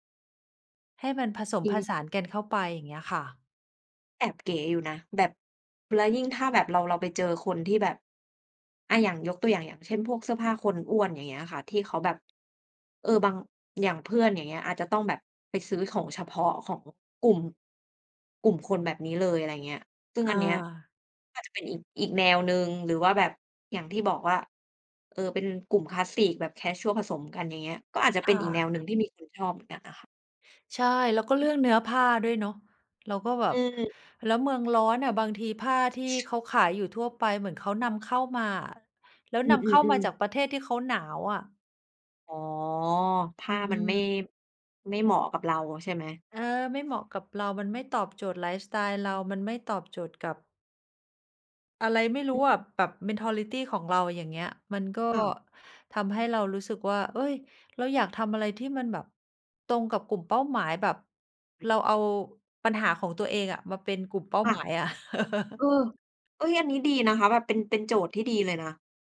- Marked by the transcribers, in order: other background noise; tapping; in English: "mentality"; chuckle
- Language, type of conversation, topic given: Thai, unstructured, คุณเริ่มต้นฝึกทักษะใหม่ ๆ อย่างไรเมื่อไม่มีประสบการณ์?